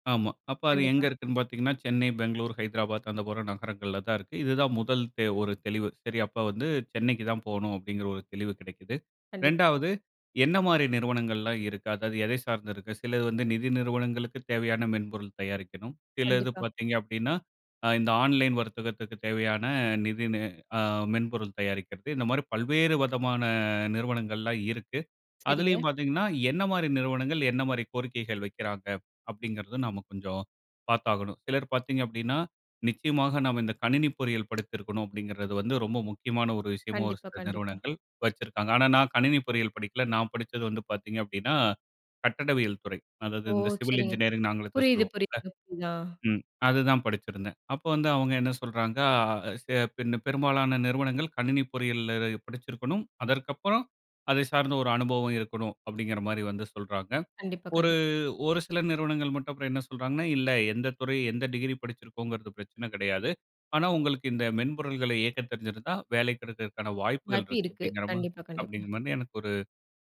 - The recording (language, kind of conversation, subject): Tamil, podcast, உதவி இல்லாமல் வேலை மாற்ற நினைக்கும் போது முதலில் உங்களுக்கு என்ன தோன்றுகிறது?
- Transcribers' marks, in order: none